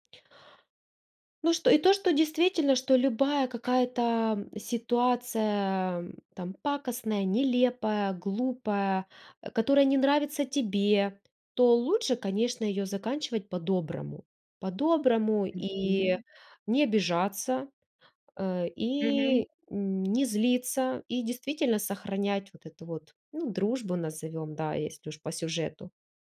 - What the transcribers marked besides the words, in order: none
- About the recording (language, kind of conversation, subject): Russian, podcast, Какой мультфильм из детства был твоим любимым и почему?